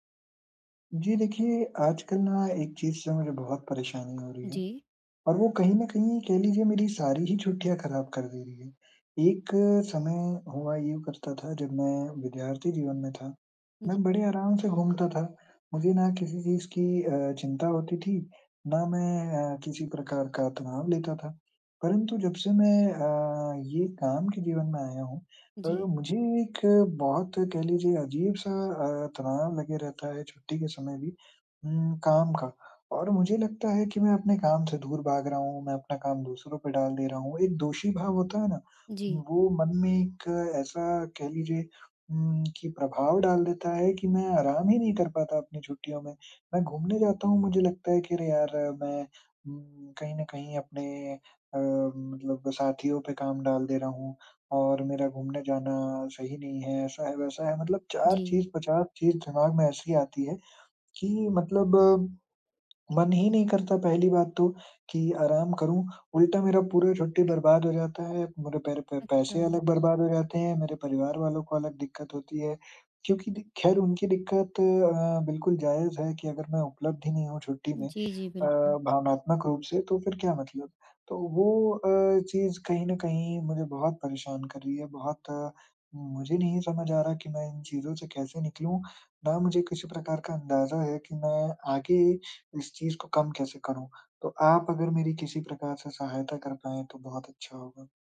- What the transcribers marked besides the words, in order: tapping
- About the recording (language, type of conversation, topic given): Hindi, advice, मैं छुट्टी के दौरान दोषी महसूस किए बिना पूरी तरह आराम कैसे करूँ?